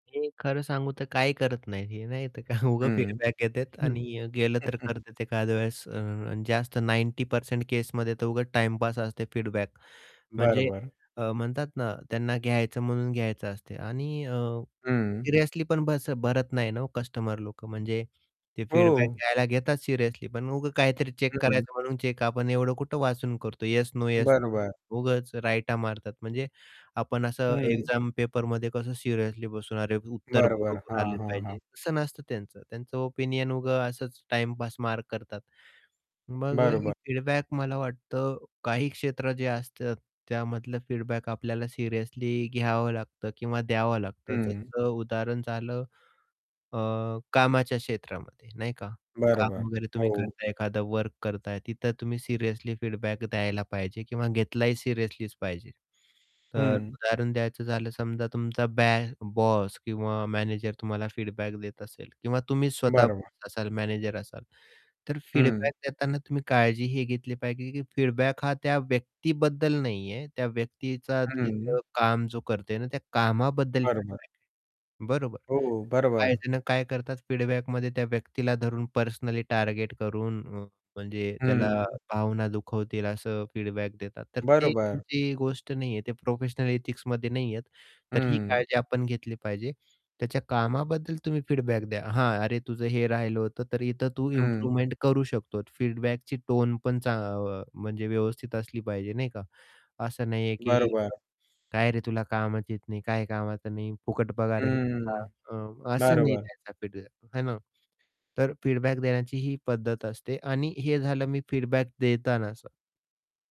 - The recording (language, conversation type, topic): Marathi, podcast, फीडबॅक देण्यासाठी आणि स्वीकारण्यासाठी कोणती पद्धत अधिक उपयुक्त ठरते?
- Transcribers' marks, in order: static; in English: "फीडबॅक"; other background noise; chuckle; in English: "फीडबॅक"; in English: "फीडबॅक"; tapping; distorted speech; in English: "चेक"; in English: "चेक"; in English: "एक्झाम"; in English: "फीडबॅक"; in English: "फीडबॅक"; in English: "फीडबॅक"; in English: "फीडबॅक"; in English: "फीडबॅक"; in English: "फीडबॅक"; in English: "फीडबॅक"; in English: "फीडबॅकमध्ये"; in English: "फीडबॅक"; in English: "एथिक्समध्ये"; in English: "फीडबॅक"; in English: "इम्प्रूवमेंट"; in English: "फीडबॅकची"; in English: "फीडबॅक"; in English: "फीडबॅक"; in English: "फीडबॅक"